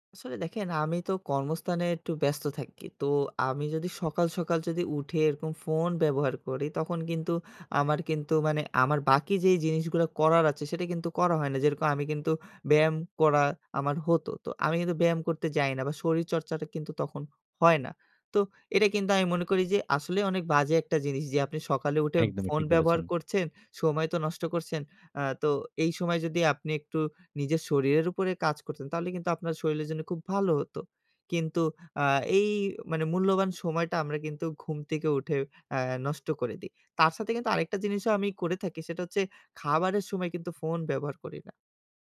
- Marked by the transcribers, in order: "শরীরের" said as "শরীলের"
- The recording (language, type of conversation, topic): Bengali, podcast, স্ক্রিন টাইম কমাতে আপনি কী করেন?